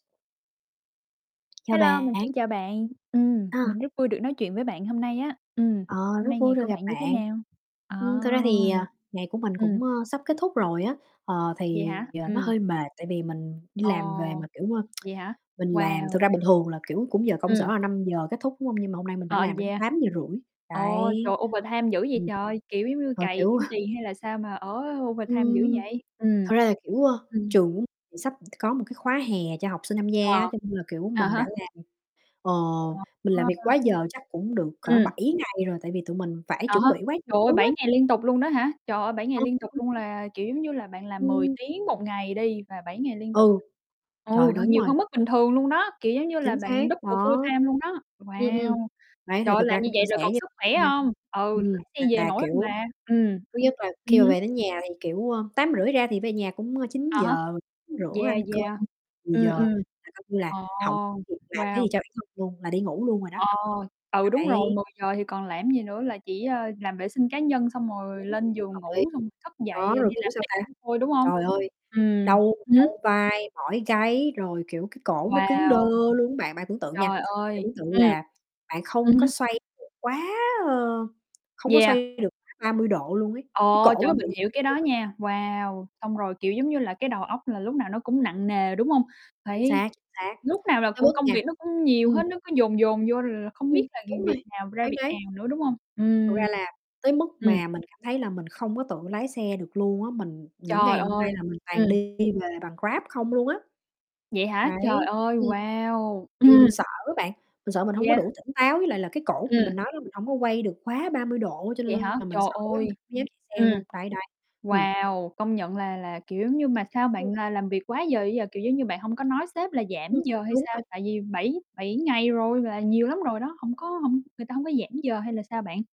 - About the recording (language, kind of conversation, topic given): Vietnamese, unstructured, Bạn cảm thấy thế nào khi phải làm việc quá giờ liên tục?
- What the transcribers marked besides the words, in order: tapping; distorted speech; other background noise; tsk; in English: "overtime"; chuckle; in English: "overtime"; unintelligible speech; unintelligible speech; in English: "double full-time"; mechanical hum; unintelligible speech; unintelligible speech; unintelligible speech; unintelligible speech